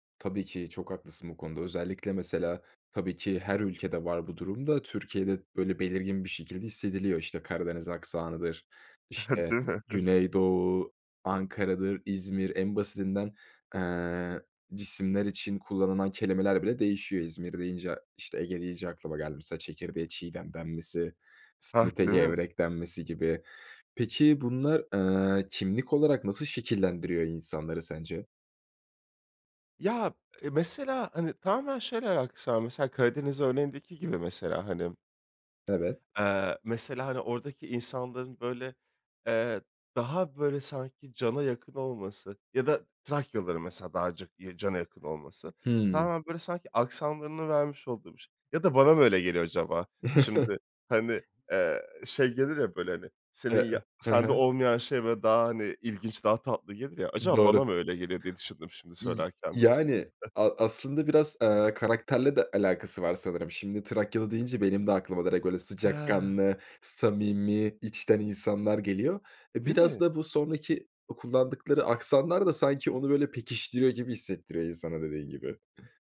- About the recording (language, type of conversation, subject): Turkish, podcast, Kullandığın aksanın kimliğini sence nasıl etkiler?
- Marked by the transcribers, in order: chuckle; laughing while speaking: "Değil mi? Evet"; tsk; chuckle